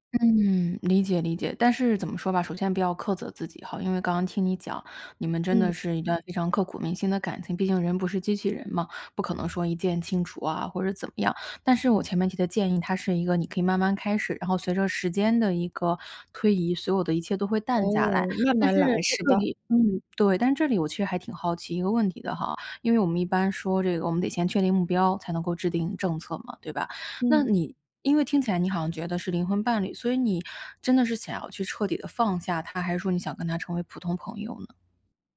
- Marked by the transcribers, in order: none
- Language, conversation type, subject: Chinese, advice, 我对前任还存在情感上的纠葛，该怎么办？